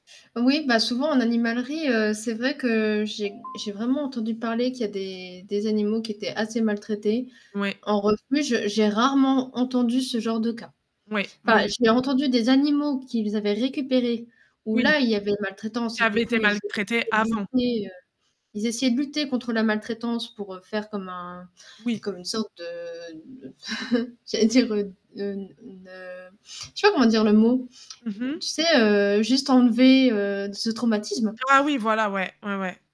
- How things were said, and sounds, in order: static; alarm; other background noise; unintelligible speech; stressed: "avant"; distorted speech; chuckle; tapping
- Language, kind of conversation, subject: French, unstructured, Quels arguments peut-on utiliser pour convaincre quelqu’un d’adopter un animal dans un refuge ?
- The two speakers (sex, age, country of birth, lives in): female, 25-29, France, France; female, 30-34, France, France